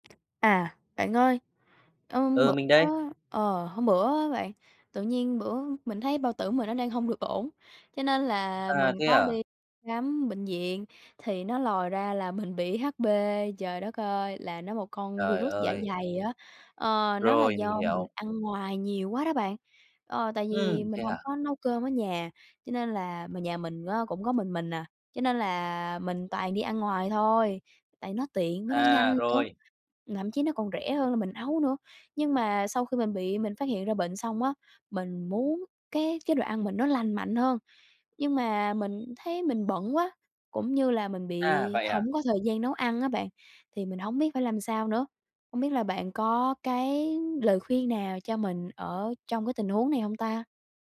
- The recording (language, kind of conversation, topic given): Vietnamese, advice, Mình muốn ăn lành mạnh nhưng thiếu thời gian, phải làm sao?
- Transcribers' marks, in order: tapping; other background noise